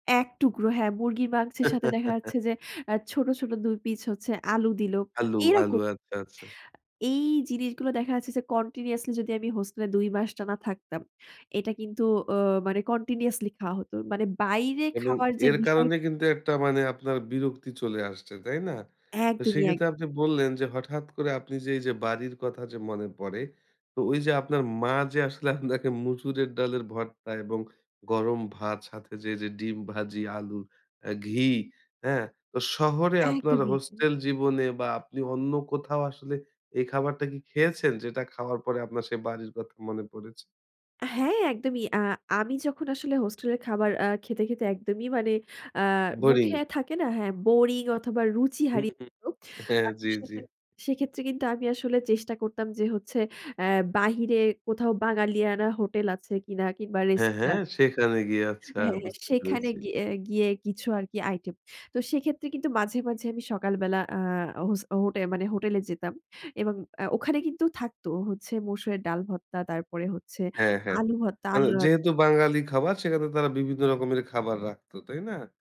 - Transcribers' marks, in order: chuckle; other background noise; in English: "continuously"; in English: "continuously"; laughing while speaking: "আসলে আপনাকে"; laughing while speaking: "হ্যাঁ"
- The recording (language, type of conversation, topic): Bengali, podcast, কোন খাবার তোমাকে একদম বাড়ির কথা মনে করিয়ে দেয়?